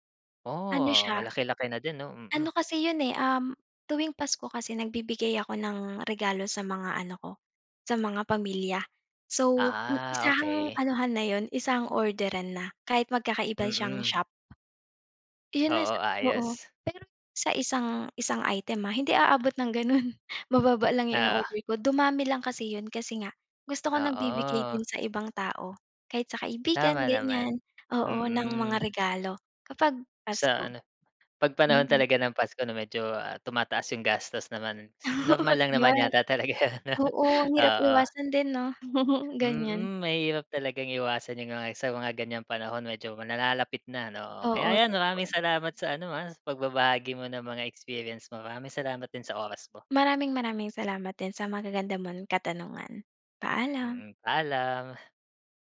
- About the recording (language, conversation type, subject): Filipino, podcast, Ano ang mga praktikal at ligtas na tips mo para sa online na pamimili?
- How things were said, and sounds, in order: tapping; other background noise; laughing while speaking: "Oo"; laughing while speaking: "talaga 'yan 'no"; laugh